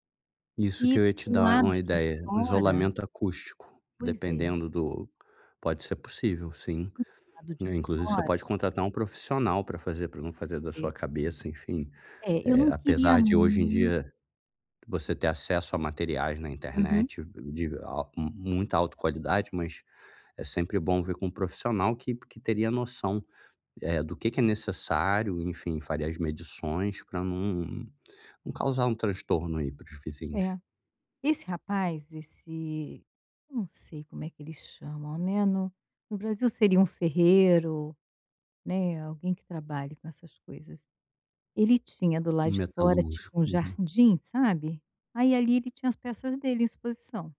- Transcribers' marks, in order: none
- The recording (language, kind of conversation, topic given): Portuguese, advice, Como posso criar uma proposta de valor clara e simples?